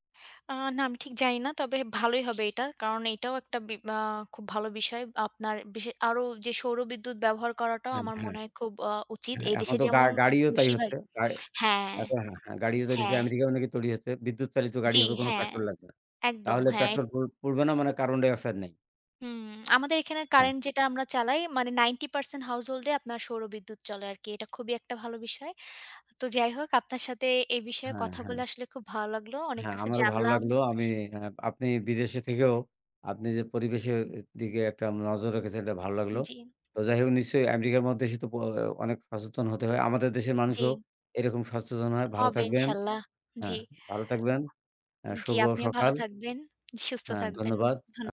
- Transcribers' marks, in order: none
- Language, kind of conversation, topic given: Bengali, unstructured, আমাদের পারিপার্শ্বিক পরিবেশ রক্ষায় শিল্পকারখানাগুলোর দায়িত্ব কী?